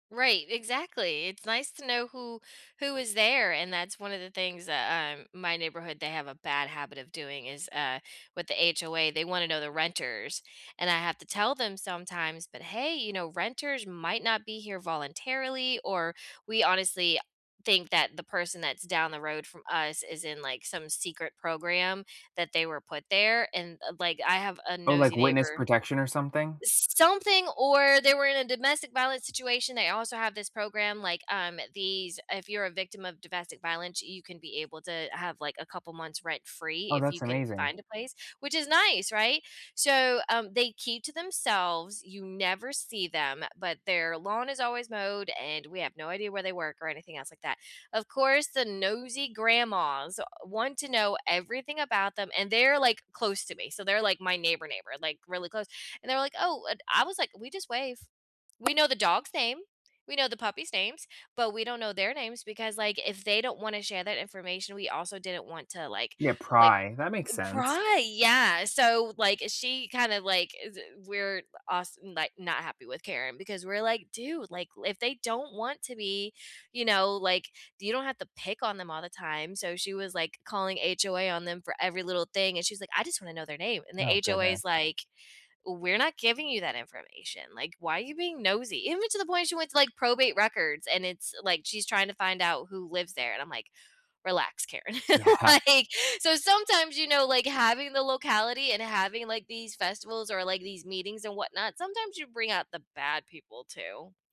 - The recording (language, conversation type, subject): English, unstructured, What local parks and paths shape your daily rhythm and help you connect with others?
- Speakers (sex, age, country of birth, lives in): female, 40-44, United States, United States; male, 30-34, United States, United States
- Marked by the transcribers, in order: other background noise; tapping; laughing while speaking: "Karen, like"; laughing while speaking: "Yeah"